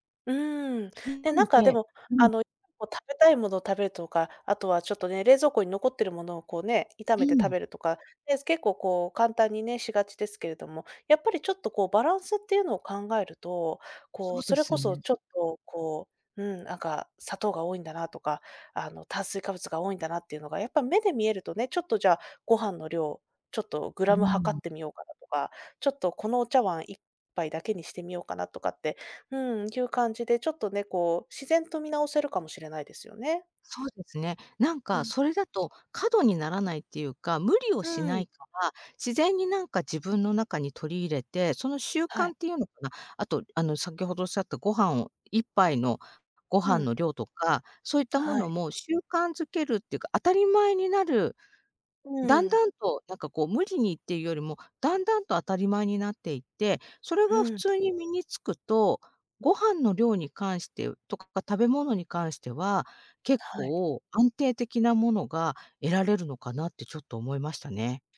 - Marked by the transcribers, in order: unintelligible speech; tapping; other background noise
- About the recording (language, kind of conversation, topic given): Japanese, advice, 健康上の問題や診断を受けた後、生活習慣を見直す必要がある状況を説明していただけますか？